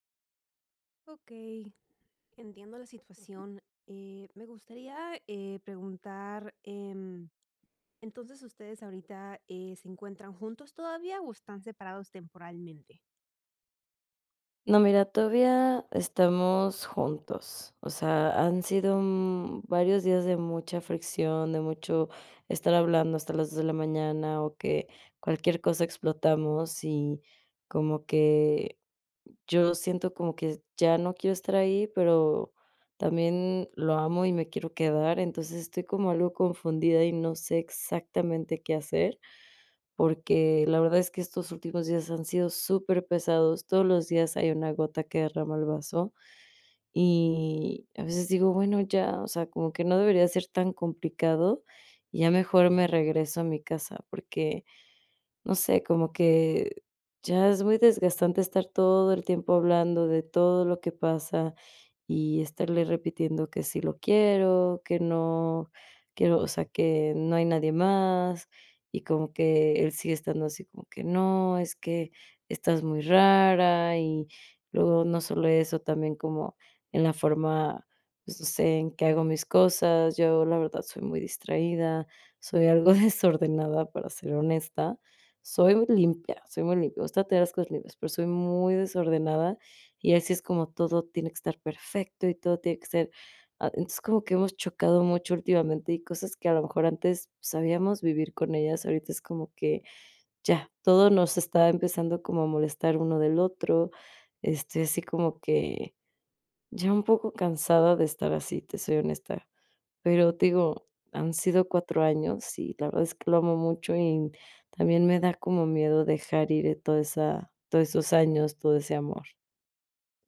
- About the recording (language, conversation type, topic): Spanish, advice, ¿Cómo puedo manejar un conflicto de pareja cuando uno quiere quedarse y el otro quiere regresar?
- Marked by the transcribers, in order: none